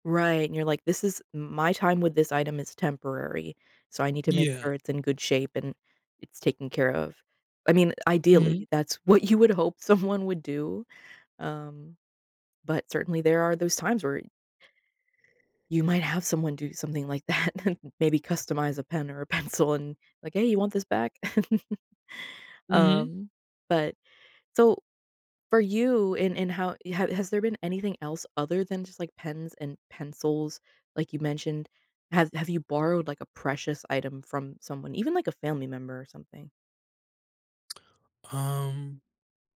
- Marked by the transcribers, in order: other background noise; tapping; laughing while speaking: "someone"; laughing while speaking: "that, and"; laughing while speaking: "pencil"; chuckle
- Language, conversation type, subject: English, unstructured, What should I do if a friend might break my important item?